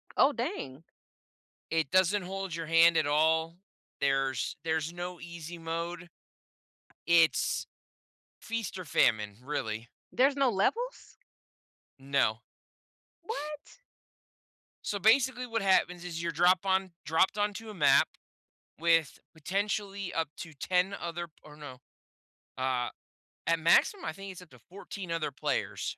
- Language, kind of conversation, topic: English, unstructured, What hobby would help me smile more often?
- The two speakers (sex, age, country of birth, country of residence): female, 55-59, United States, United States; male, 35-39, United States, United States
- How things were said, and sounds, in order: tapping; surprised: "What?"